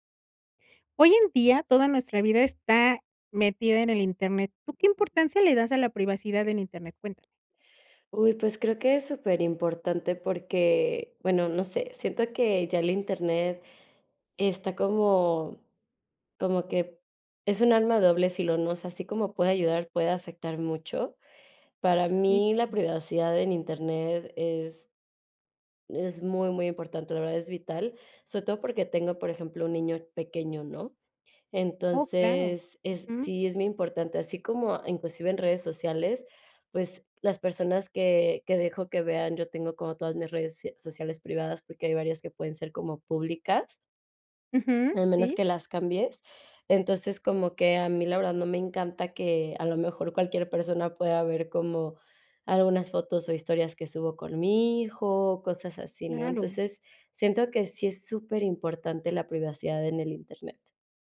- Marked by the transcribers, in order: other background noise
- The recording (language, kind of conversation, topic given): Spanish, podcast, ¿Qué importancia le das a la privacidad en internet?